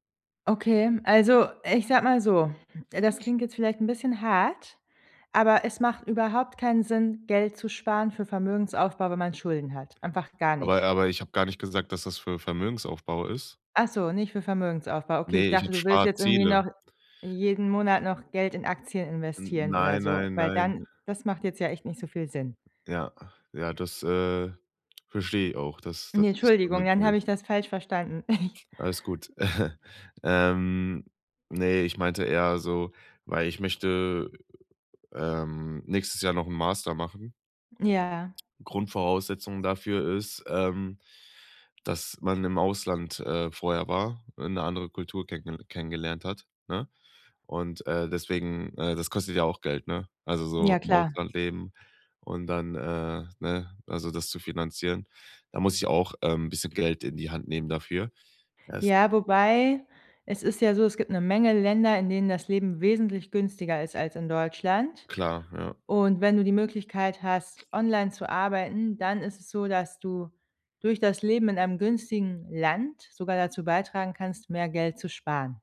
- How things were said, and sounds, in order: other background noise; chuckle; tongue click; drawn out: "wobei"
- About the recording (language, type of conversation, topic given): German, advice, Wie kann ich meine Schulden unter Kontrolle bringen und wieder finanziell sicher werden?